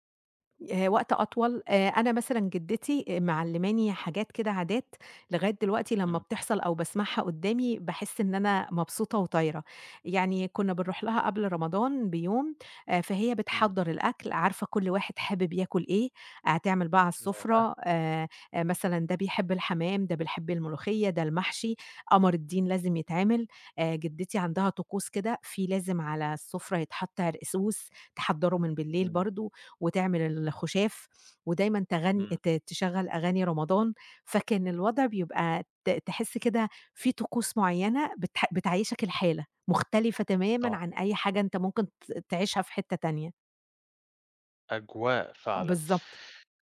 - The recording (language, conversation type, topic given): Arabic, podcast, إيه طقوس تحضير الأكل مع أهلك؟
- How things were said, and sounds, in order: tapping